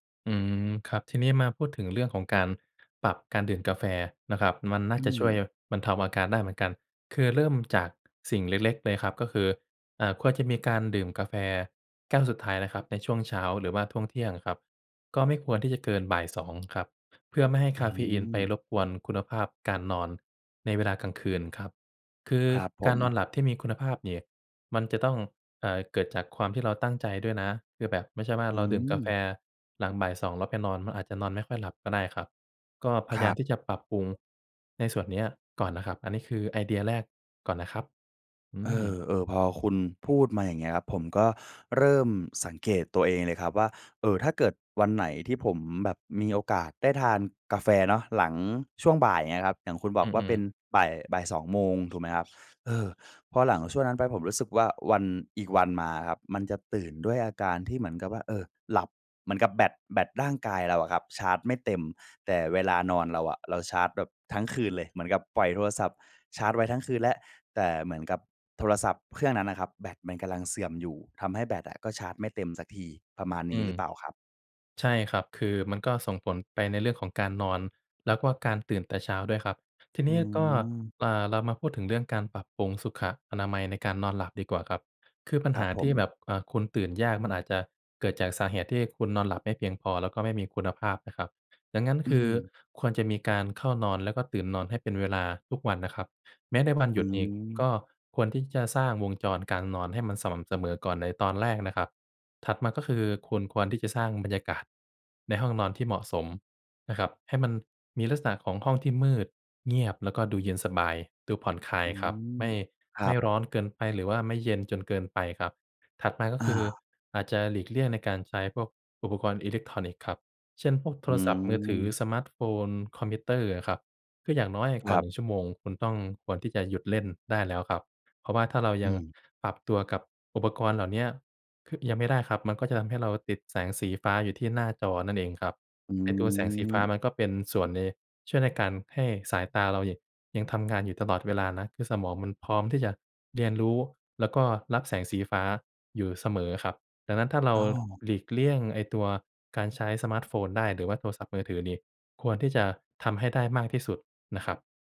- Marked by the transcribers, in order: tapping
- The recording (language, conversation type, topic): Thai, advice, คุณติดกาแฟและตื่นยากเมื่อขาดคาเฟอีน ควรปรับอย่างไร?